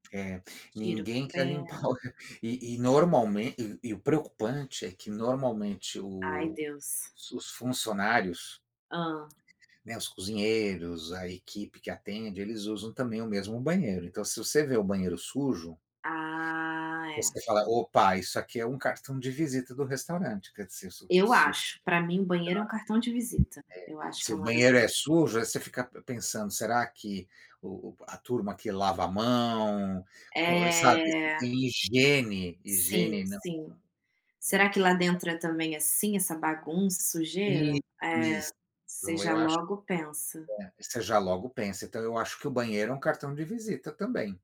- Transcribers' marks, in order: laughing while speaking: "o re"; unintelligible speech; tapping; unintelligible speech
- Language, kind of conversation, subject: Portuguese, unstructured, O que faz um restaurante se tornar inesquecível para você?